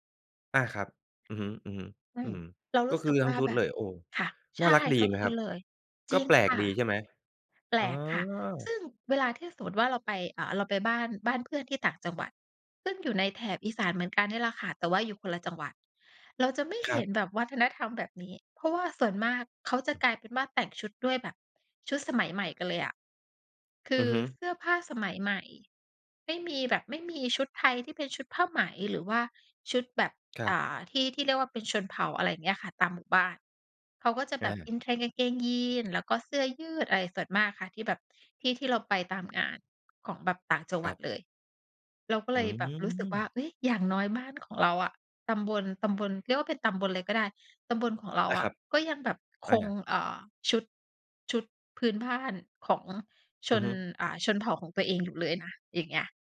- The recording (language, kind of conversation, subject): Thai, podcast, สไตล์การแต่งตัวของคุณสะท้อนวัฒนธรรมอย่างไรบ้าง?
- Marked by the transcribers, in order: tapping